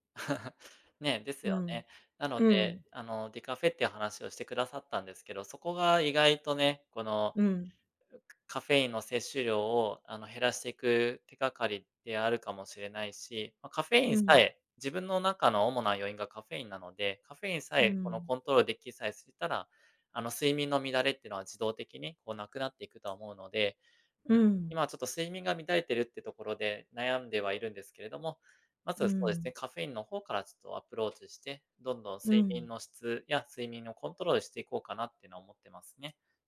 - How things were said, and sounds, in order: laugh; tapping
- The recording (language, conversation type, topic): Japanese, advice, カフェインや昼寝が原因で夜の睡眠が乱れているのですが、どうすれば改善できますか？